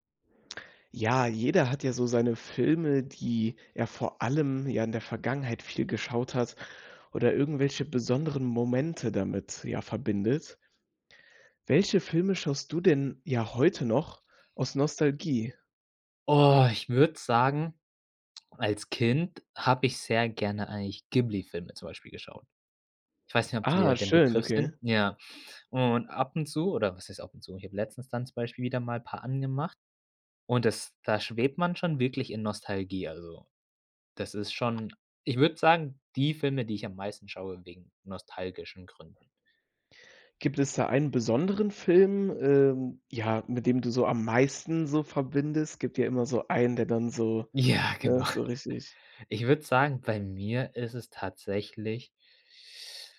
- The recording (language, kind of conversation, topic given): German, podcast, Welche Filme schaust du dir heute noch aus nostalgischen Gründen an?
- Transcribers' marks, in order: none